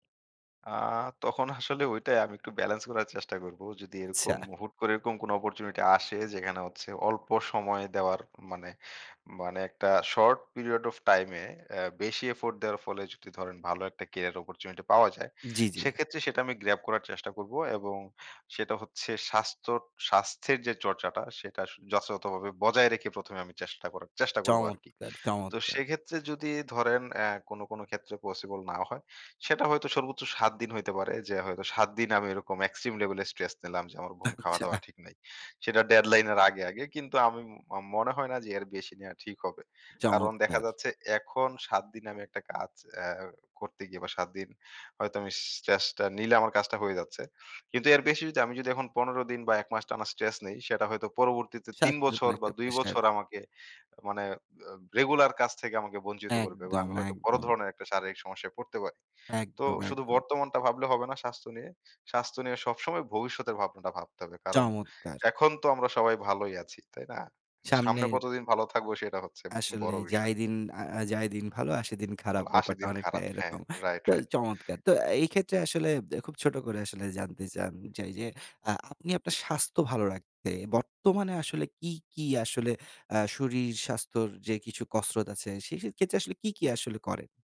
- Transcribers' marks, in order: unintelligible speech
- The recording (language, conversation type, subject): Bengali, podcast, স্বাস্থ্য ও ক্যারিয়ারের মধ্যে ভবিষ্যতে কোনটি বেশি গুরুত্বপূর্ণ বলে আপনি মনে করেন?
- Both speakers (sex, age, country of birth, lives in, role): male, 25-29, Bangladesh, Bangladesh, guest; male, 30-34, Bangladesh, Bangladesh, host